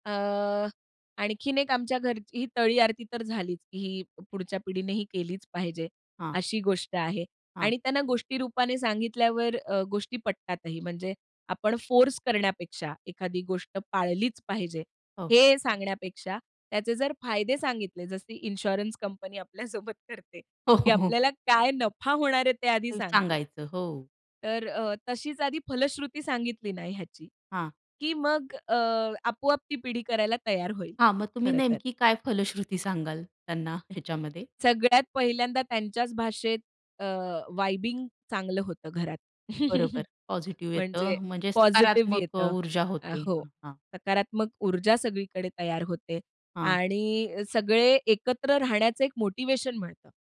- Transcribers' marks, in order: in English: "इन्शुरन्स"; laughing while speaking: "आपल्यासोबत करते"; laughing while speaking: "हो, हो"; other background noise; tapping; in English: "वाइबिंग"; chuckle
- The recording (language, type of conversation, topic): Marathi, podcast, तुमच्या कुटुंबातील कोणत्या परंपरा तुम्ही आजही जपता?